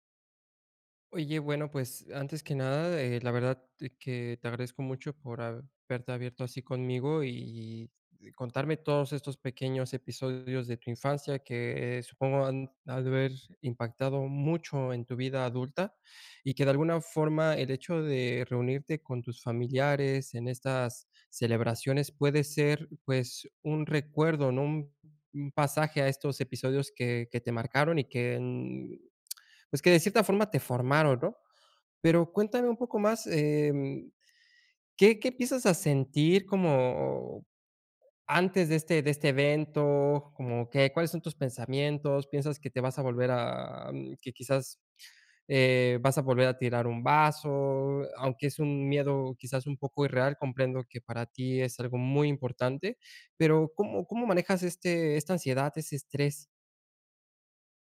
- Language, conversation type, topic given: Spanish, advice, ¿Cómo manejar la ansiedad antes de una fiesta o celebración?
- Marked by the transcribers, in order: tongue click